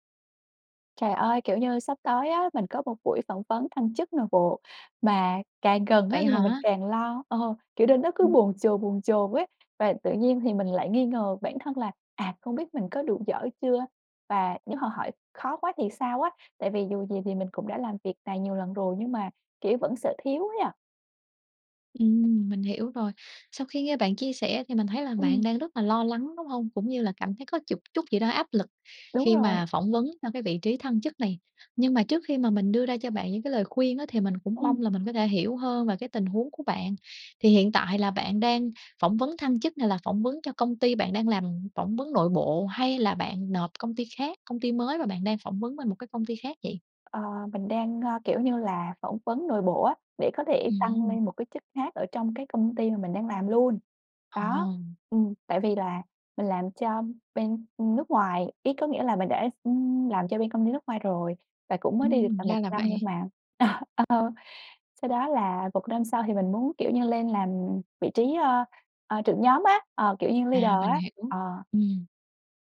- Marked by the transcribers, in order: "nên" said as "đên"; tapping; other background noise; "luôn" said as "lun"; laughing while speaking: "ờ"; in English: "leader"
- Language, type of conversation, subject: Vietnamese, advice, Bạn nên chuẩn bị như thế nào cho buổi phỏng vấn thăng chức?